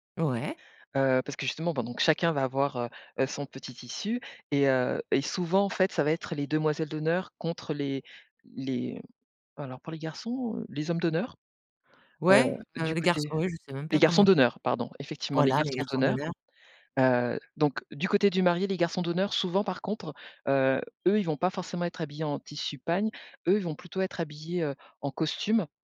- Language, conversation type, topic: French, podcast, Peux-tu me parler d’une tenue qui reflète vraiment ta culture ?
- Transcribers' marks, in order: other background noise